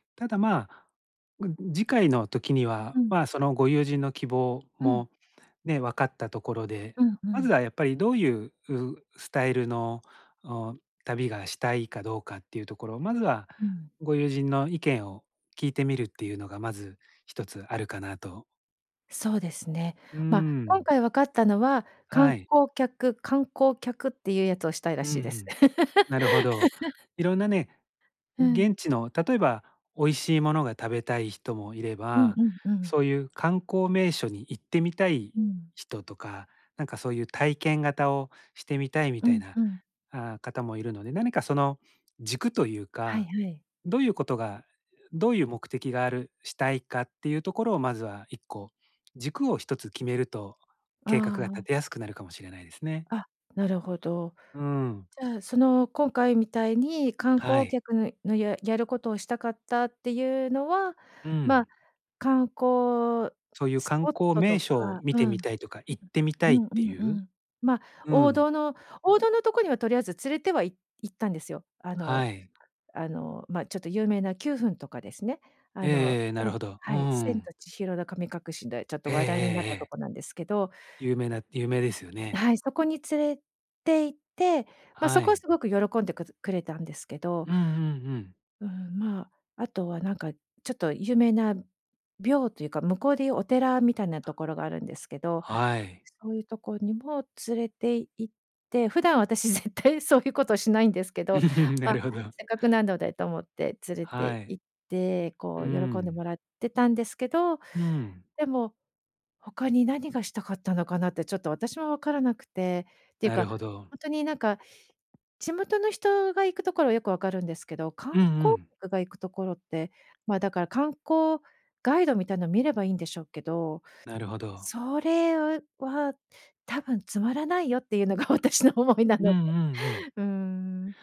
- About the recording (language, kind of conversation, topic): Japanese, advice, 旅行の計画をうまく立てるには、どこから始めればよいですか？
- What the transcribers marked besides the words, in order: laugh; unintelligible speech; laughing while speaking: "私、絶対、そういうことしないんですけど"; chuckle; "なので" said as "なんので"; other background noise; laughing while speaking: "私の思いなので"